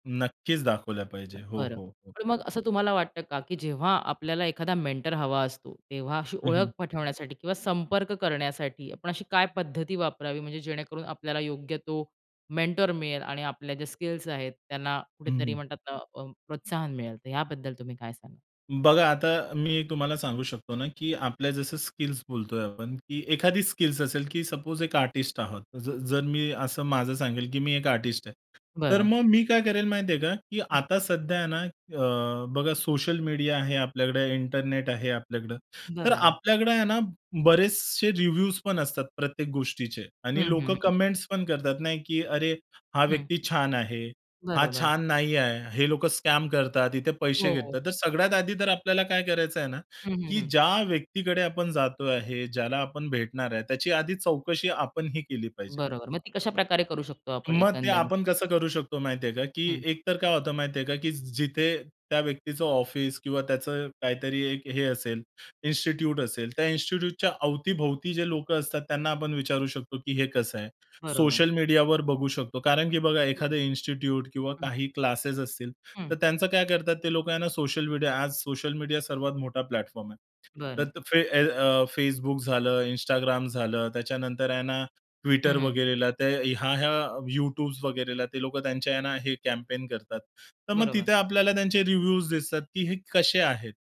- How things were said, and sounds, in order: unintelligible speech; in English: "मेंटर"; tapping; in English: "मेंटर"; other background noise; in English: "रिव्ह्यूज"; in English: "कमेंट्स"; in English: "स्कॅम"; in English: "प्लॅटफॉर्म"; in English: "कॅम्पेन"; in English: "रिव्ह्यूज"
- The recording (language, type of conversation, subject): Marathi, podcast, तुम्ही मेंटर निवडताना कोणत्या गोष्टी लक्षात घेता?